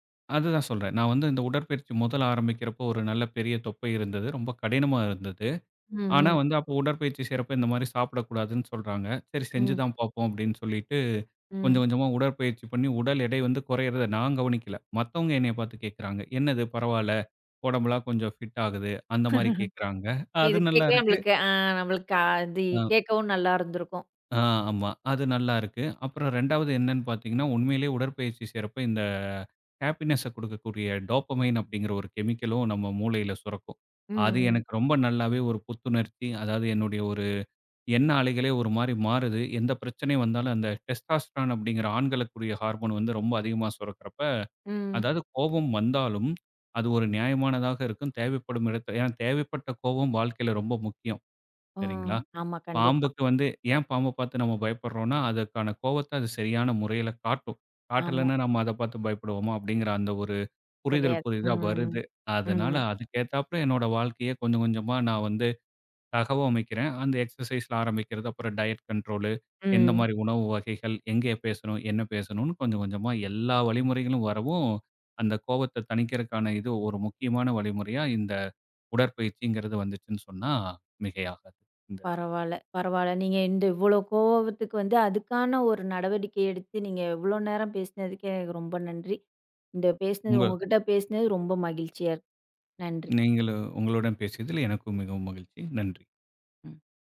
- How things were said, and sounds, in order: in English: "ஃபிட்"; chuckle; in English: "ஹேப்பினஸ்ஸ"; in English: "டோப்பமைன்"; in English: "டெஸ்டாஸ்டரன்"; in English: "ஹார்மோன்"; in English: "எக்சர்சைஸ்ல"; in English: "டயட் கண்ட்ரோலு"
- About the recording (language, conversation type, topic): Tamil, podcast, கோபம் வந்தால் நீங்கள் அதை எந்த வழியில் தணிக்கிறீர்கள்?